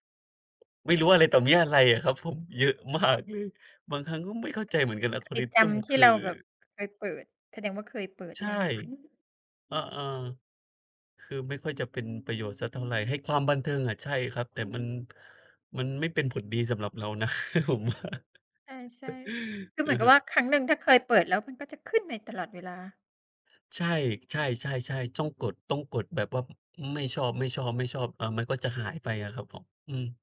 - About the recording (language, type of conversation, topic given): Thai, unstructured, คุณชอบใช้แอปพลิเคชันอะไรที่ทำให้ชีวิตสนุกขึ้น?
- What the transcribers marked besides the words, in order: laughing while speaking: "มาก"; chuckle; laughing while speaking: "ผมว่า"; chuckle